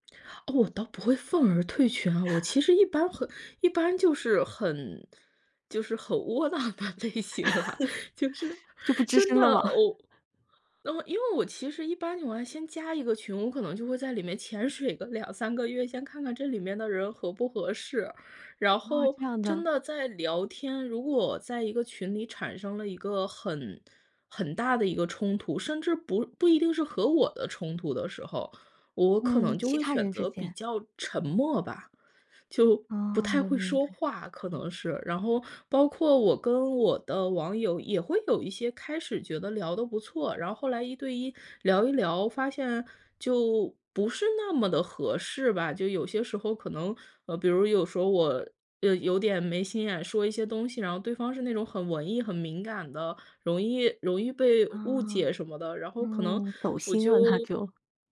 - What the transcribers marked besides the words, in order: laughing while speaking: "很窝囊的类型了，就是真的我"; chuckle; laughing while speaking: "他就"
- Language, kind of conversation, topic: Chinese, podcast, 你在社交媒体上会如何表达自己的真实想法？